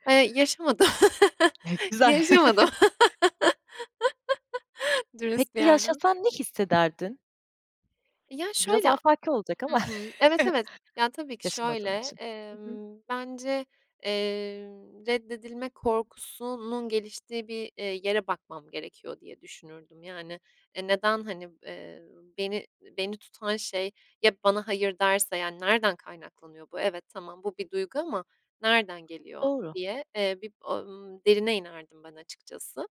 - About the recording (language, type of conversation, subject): Turkish, podcast, Reddedilme korkusu iletişimi nasıl etkiler?
- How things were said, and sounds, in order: giggle; laugh; other background noise; other noise; chuckle